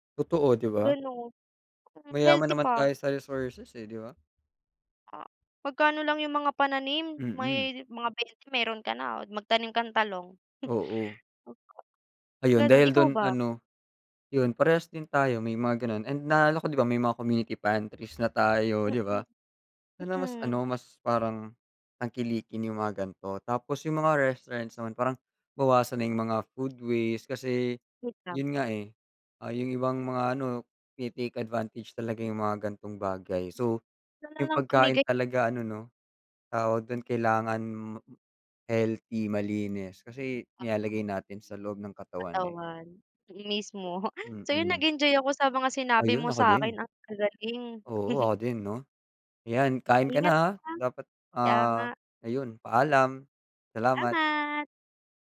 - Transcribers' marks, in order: tapping; chuckle
- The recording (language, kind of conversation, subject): Filipino, unstructured, Ano ang reaksyon mo sa mga taong kumakain ng basura o panis na pagkain?
- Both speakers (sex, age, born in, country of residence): female, 20-24, Philippines, Philippines; male, 20-24, Philippines, Philippines